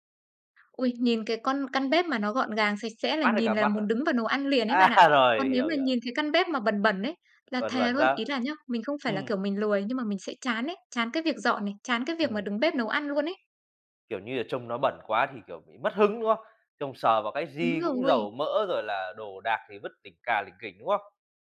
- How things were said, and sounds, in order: tapping; laughing while speaking: "À"; other background noise
- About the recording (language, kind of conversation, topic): Vietnamese, podcast, Bạn có mẹo nào để giữ bếp luôn gọn gàng không?